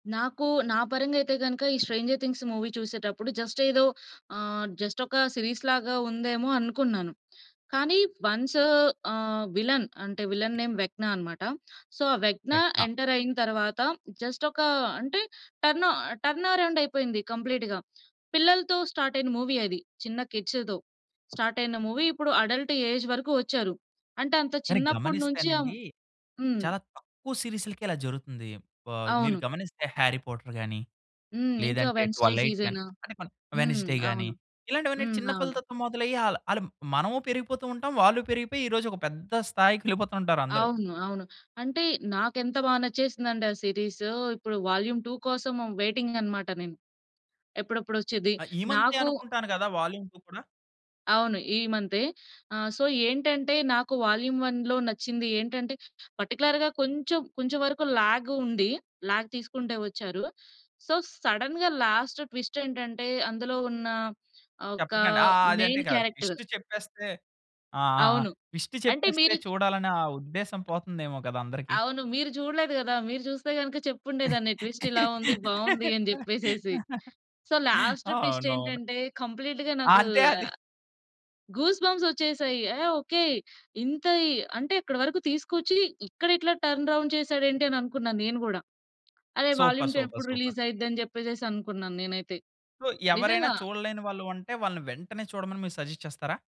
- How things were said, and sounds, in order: in English: "మూవీ"; in English: "జస్ట్"; in English: "సీరీస్"; in English: "విల్లెన్"; in English: "విల్లెన్ నేమ్"; tapping; in English: "సో"; in English: "జస్ట్"; in English: "కంప్లీట్‌గా"; in English: "మూవీ"; in English: "కిడ్స్‌తో"; in English: "మూవీ"; in English: "అడల్ట్ ఏజ్"; other background noise; in English: "సో"; in English: "పర్టిక్యులర్‌గా"; in English: "లాగ్"; in English: "లాగ్"; in English: "సో, సడెన్‌గా లాస్ట్"; in English: "మెయిన్"; in English: "ట్విస్ట్"; in English: "ట్విస్ట్"; in English: "ట్విస్ట్"; laugh; in English: "సో, లాస్ట్"; in English: "కంప్లీట్‌గా"; in English: "టర్న్ రౌండ్"; in English: "సూపర్, సూపర్, సూపర్"; in English: "సో"; in English: "సజెస్ట్"
- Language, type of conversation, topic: Telugu, podcast, సినిమా కథలో అనుకోని మలుపు ప్రేక్షకులకు నమ్మకంగా, ప్రభావవంతంగా పనిచేయాలంటే ఎలా రాయాలి?
- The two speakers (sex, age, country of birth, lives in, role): female, 25-29, India, India, guest; male, 30-34, India, India, host